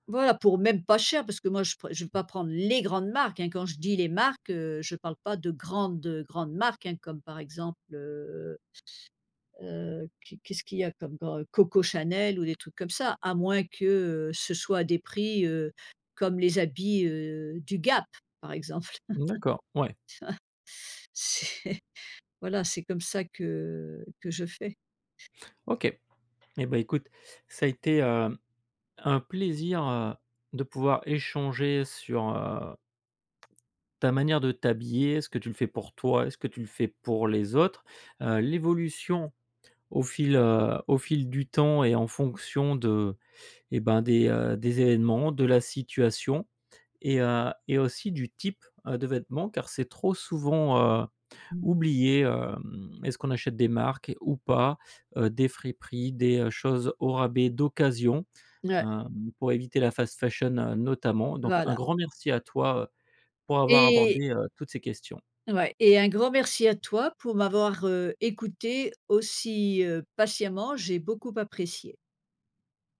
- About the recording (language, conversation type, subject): French, podcast, Tu t’habilles plutôt pour toi ou pour les autres ?
- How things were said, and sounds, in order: other background noise; stressed: "les"; chuckle; laughing while speaking: "C'est"